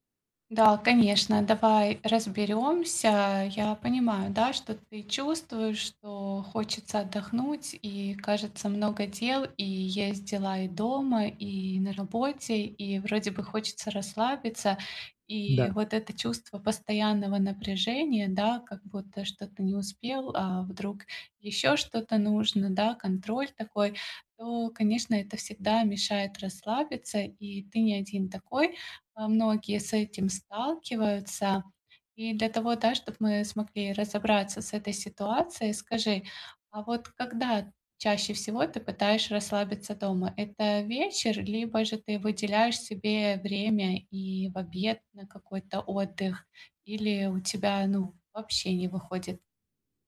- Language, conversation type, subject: Russian, advice, Почему мне так трудно расслабиться и спокойно отдохнуть дома?
- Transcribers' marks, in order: none